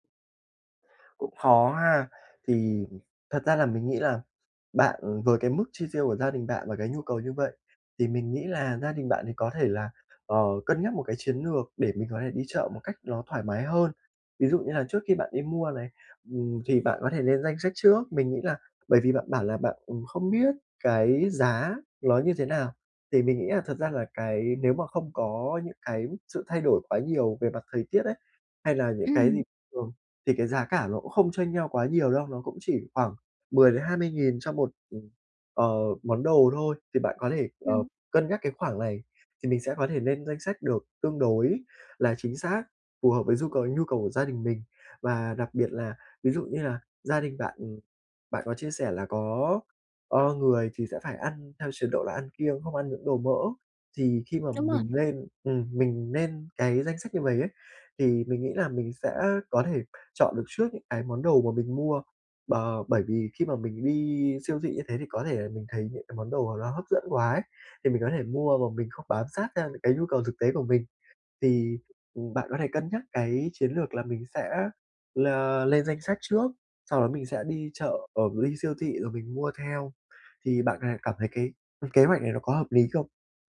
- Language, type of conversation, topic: Vietnamese, advice, Làm thế nào để mua thực phẩm tốt cho sức khỏe khi ngân sách eo hẹp?
- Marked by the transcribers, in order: tapping; "này" said as "lày"